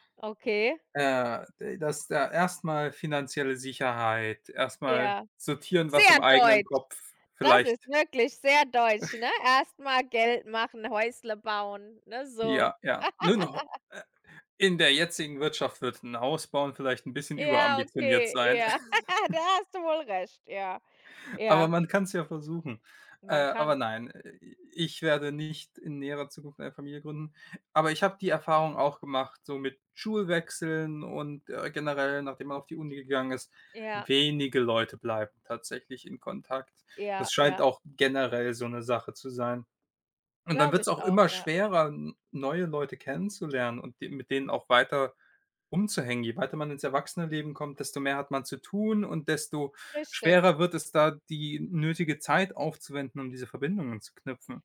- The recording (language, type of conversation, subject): German, unstructured, Wie wichtig ist Freundschaft in deinem Leben?
- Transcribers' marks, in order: chuckle; laugh; laugh; chuckle